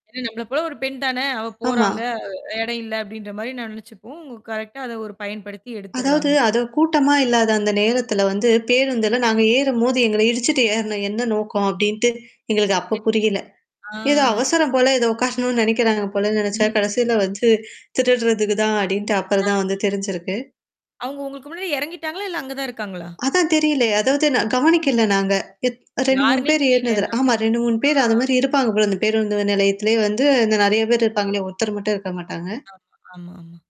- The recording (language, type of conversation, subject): Tamil, podcast, உங்கள் பணப்பை திருடப்பட்ட அனுபவத்தைப் பற்றி சொல்ல முடியுமா?
- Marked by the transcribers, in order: distorted speech; bird; other background noise; mechanical hum; drawn out: "ஆ"; laughing while speaking: "உக்காரணும்னு"; unintelligible speech; static; drawn out: "ஆ"; unintelligible speech